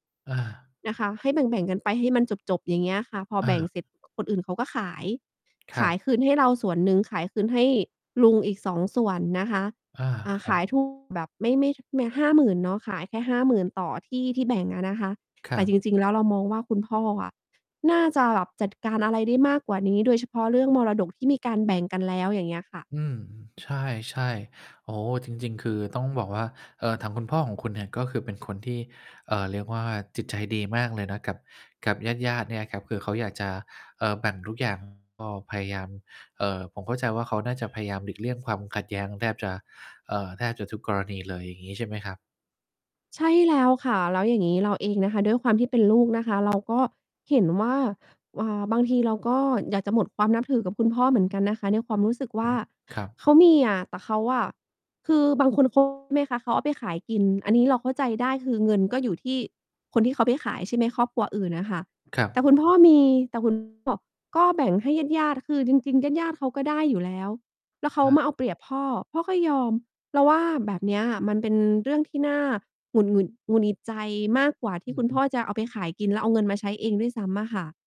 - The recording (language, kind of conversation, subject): Thai, advice, ฉันควรทำอย่างไรเมื่อทะเลาะกับพี่น้องเรื่องมรดกหรือทรัพย์สิน?
- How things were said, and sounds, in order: tapping; distorted speech; mechanical hum; other background noise